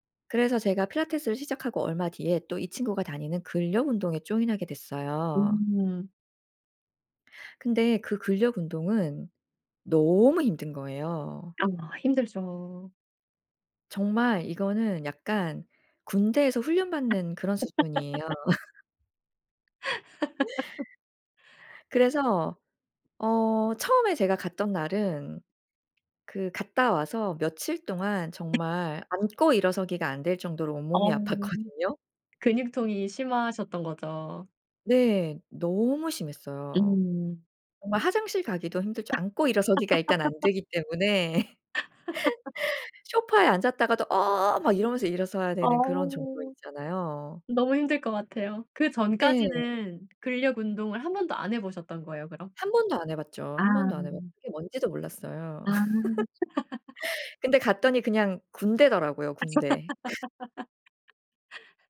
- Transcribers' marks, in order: in English: "join하게"; laugh; other background noise; laughing while speaking: "아팠거든요?"; laugh; laugh; put-on voice: "어어어!"; laugh; tapping; laugh
- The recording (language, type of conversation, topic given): Korean, podcast, 꾸준함을 유지하는 비결이 있나요?